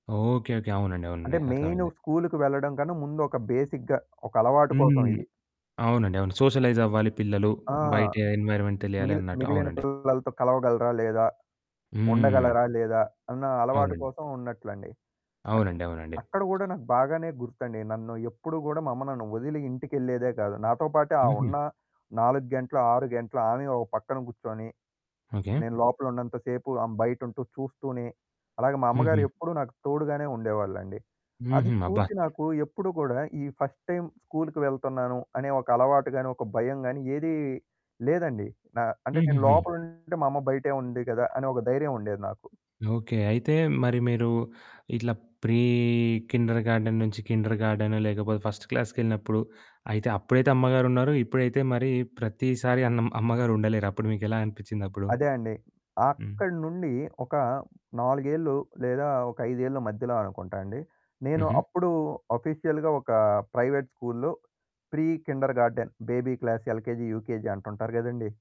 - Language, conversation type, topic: Telugu, podcast, స్కూల్‌కు తొలిసారి వెళ్లిన రోజు ఎలా గుర్తుండింది?
- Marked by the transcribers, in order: in English: "బేసిక్‌గా"; in English: "ఎన్వైర్‌మెంట్"; distorted speech; other background noise; in English: "ఫస్ట్ టైమ్"; tapping; in English: "ప్రీ కిండర్‌గార్టెన్"; in English: "కిండర్‌గార్టెన్"; in English: "ఫస్ట్ క్లాస్‌కెళ్ళినప్పుడు"; in English: "ఆఫీషియల్‌గా"; in English: "ప్రైవేట్"; in English: "ప్రీ కిండర్‌గార్టెన్ బేబీ క్లాస్, ఎల్‌కేజీ, యూకేజీ"